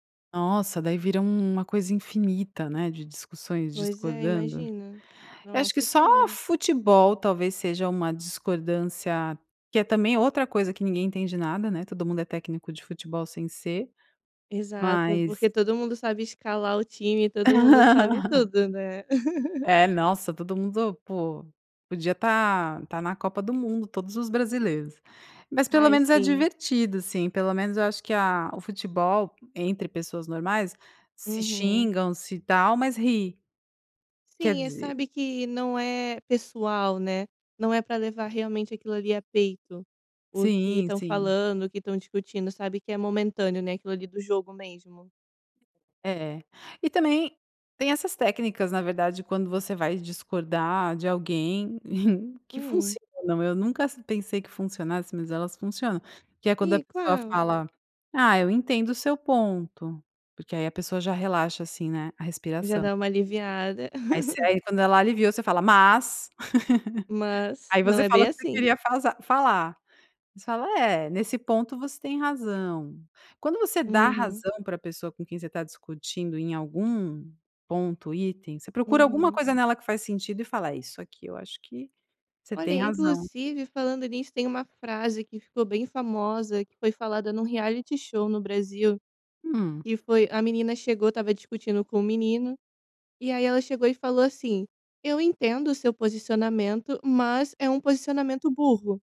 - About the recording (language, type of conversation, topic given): Portuguese, podcast, Como você costuma discordar sem esquentar a situação?
- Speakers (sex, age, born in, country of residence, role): female, 25-29, Brazil, Italy, host; female, 45-49, Brazil, Italy, guest
- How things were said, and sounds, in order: laugh; laugh; tapping; chuckle; laugh; laugh